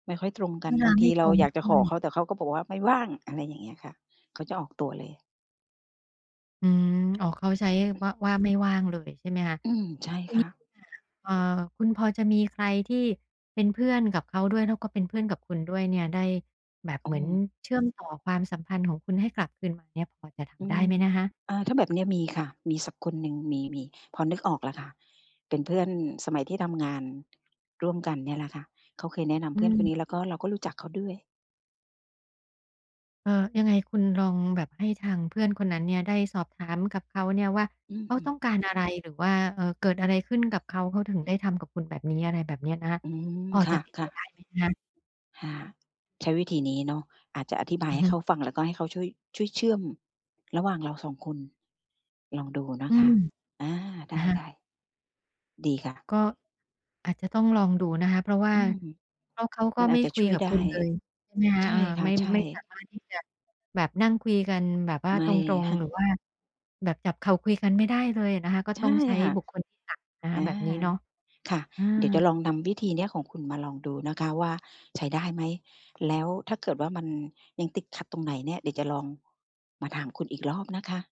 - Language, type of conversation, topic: Thai, advice, ฉันควรจัดการความขัดแย้งในกลุ่มเพื่อนอย่างไรดี?
- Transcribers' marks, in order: other background noise; tapping; other noise; chuckle